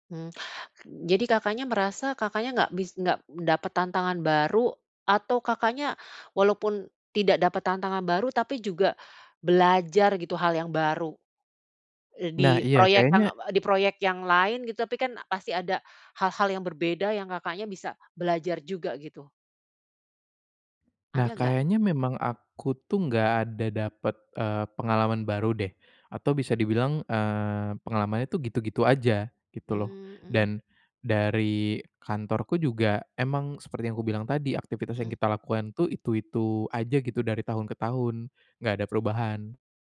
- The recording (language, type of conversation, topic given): Indonesian, advice, Bagaimana saya tahu apakah karier saya sedang mengalami stagnasi?
- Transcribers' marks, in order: none